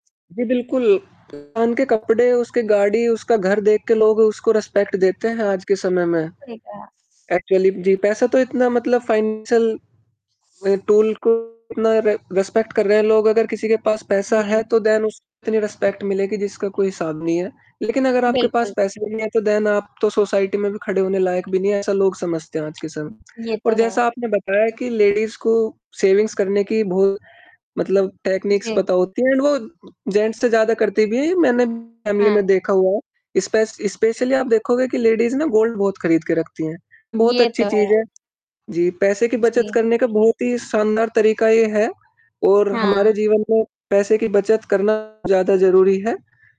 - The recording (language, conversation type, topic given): Hindi, unstructured, आपको पैसे की बचत क्यों ज़रूरी लगती है?
- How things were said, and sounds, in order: mechanical hum; distorted speech; in English: "रिस्पेक्ट"; in English: "एक्चुअली"; in English: "फ़ाइनेंशियल टूल"; in English: "रि रिस्पेक्ट"; in English: "देन"; in English: "रिस्पेक्ट"; in English: "देन"; in English: "सोसाइटी"; tapping; in English: "लेडीज़"; in English: "सेविंग्स"; in English: "टेक्निक्स"; in English: "एंड"; in English: "जेंट्स"; in English: "फ़ैमिली"; in English: "स्पेश स्पेशली"; in English: "लेडीज़"; in English: "गोल्ड"